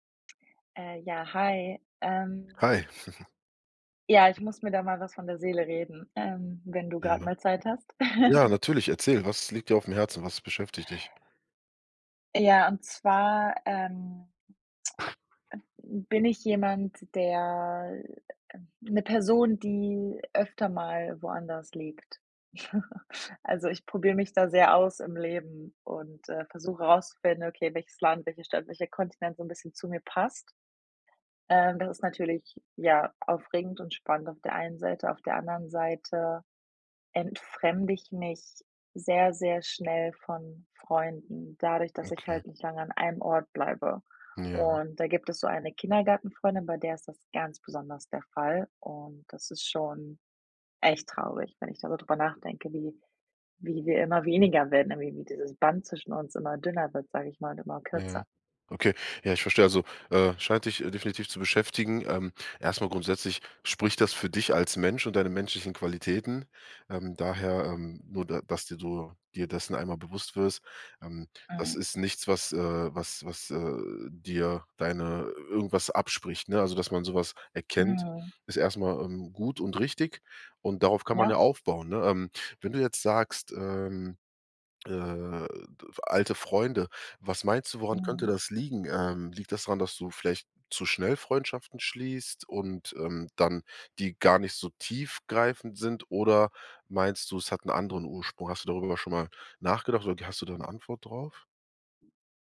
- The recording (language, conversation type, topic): German, advice, Wie kommt es dazu, dass man sich im Laufe des Lebens von alten Freunden entfremdet?
- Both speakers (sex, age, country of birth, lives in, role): female, 25-29, Germany, Sweden, user; male, 30-34, Germany, Germany, advisor
- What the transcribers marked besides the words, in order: chuckle; chuckle; tsk; other noise; blowing; chuckle; stressed: "ganz"